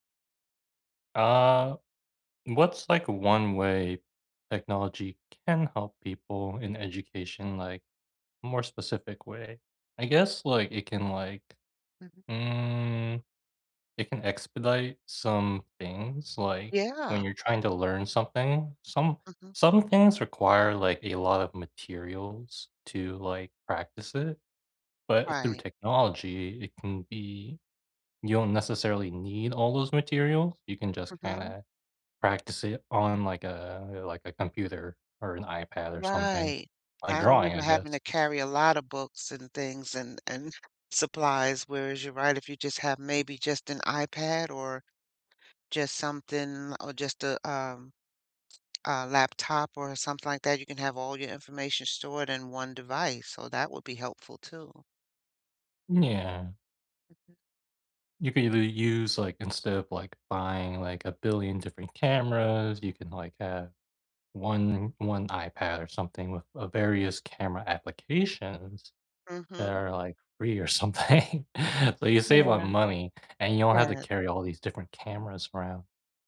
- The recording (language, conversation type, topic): English, unstructured, Can technology help education more than it hurts it?
- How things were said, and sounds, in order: drawn out: "mm"; tapping; other background noise; laughing while speaking: "or something"